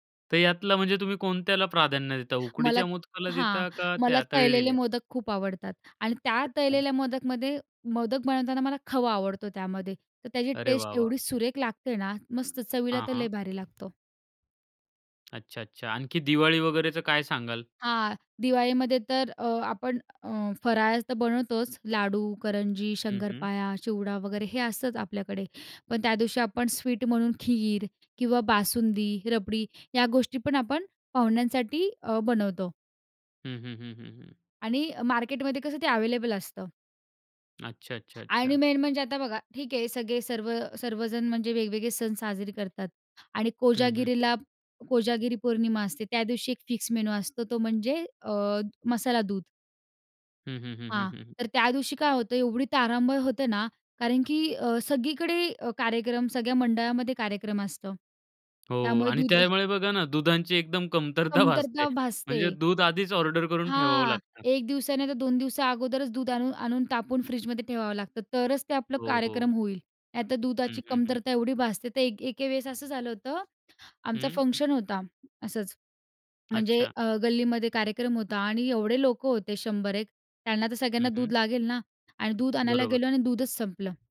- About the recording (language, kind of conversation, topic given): Marathi, podcast, सणासाठी मेन्यू कसा ठरवता, काही नियम आहेत का?
- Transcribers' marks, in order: other background noise; in English: "मेन"; laughing while speaking: "कमतरता भासते"